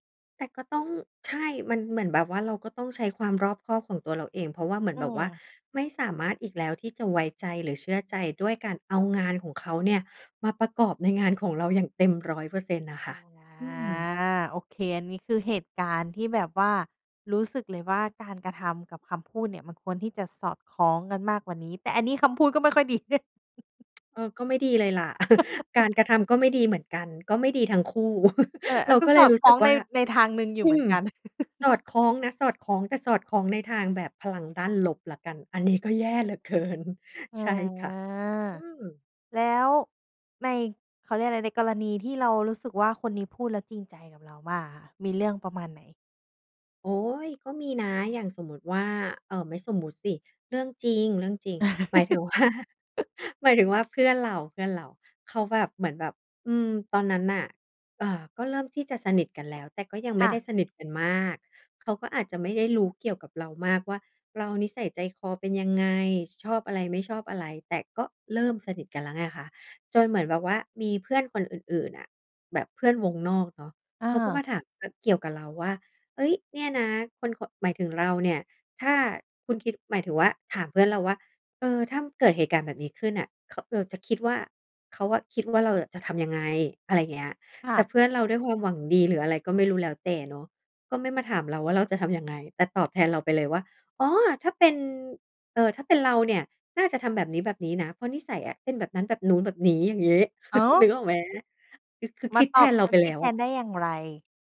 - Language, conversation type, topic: Thai, podcast, คำพูดที่สอดคล้องกับการกระทำสำคัญแค่ไหนสำหรับคุณ?
- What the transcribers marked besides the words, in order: drawn out: "อา"; laughing while speaking: "เด่"; tapping; chuckle; chuckle; chuckle; drawn out: "อา"; laughing while speaking: "เกิน ใช่"; chuckle; laughing while speaking: "ว่า"; stressed: "อย่างงี้"; chuckle